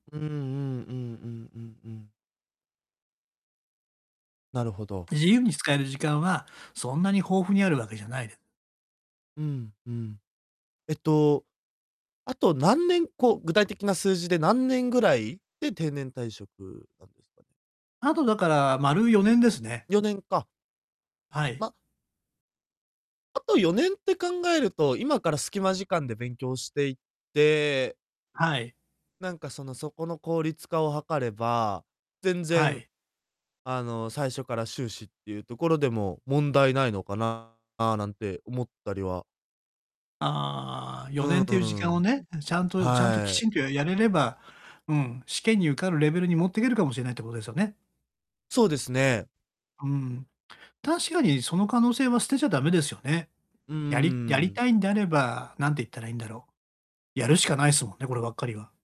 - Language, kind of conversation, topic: Japanese, advice, 大学進学や資格取得のために学び直すべきか迷っていますか？
- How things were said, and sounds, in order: distorted speech